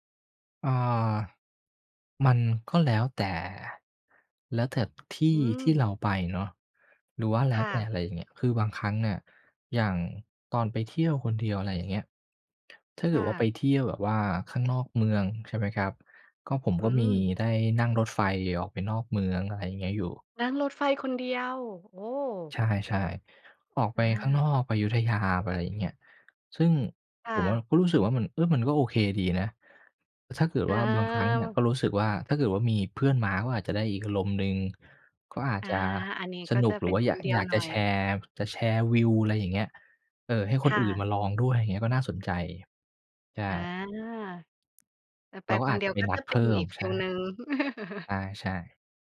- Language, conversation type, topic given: Thai, podcast, เคยเดินทางคนเดียวแล้วเป็นยังไงบ้าง?
- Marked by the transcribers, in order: laugh